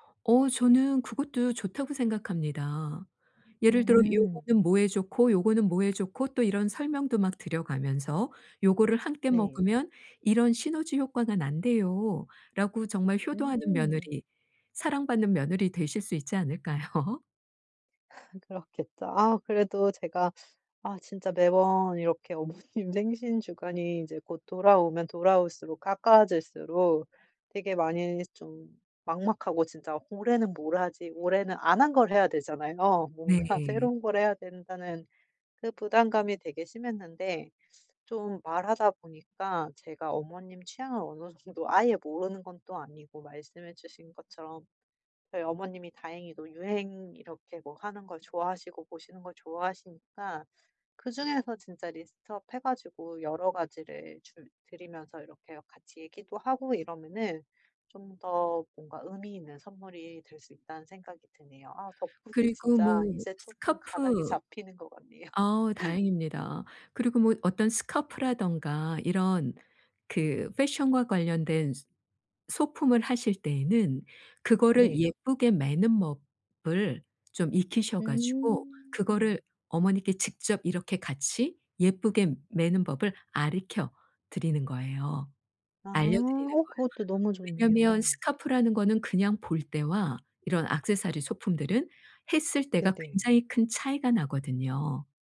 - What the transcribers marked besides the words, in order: laughing while speaking: "않을까요?"; laugh; laughing while speaking: "어머님"; laughing while speaking: "뭔가"; in English: "리스트업"; laughing while speaking: "덕분에 진짜"; laugh; put-on voice: "fashion과"; "법을" said as "멉을"
- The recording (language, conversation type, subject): Korean, advice, 선물을 뭘 사야 할지 전혀 모르겠는데, 아이디어를 좀 도와주실 수 있나요?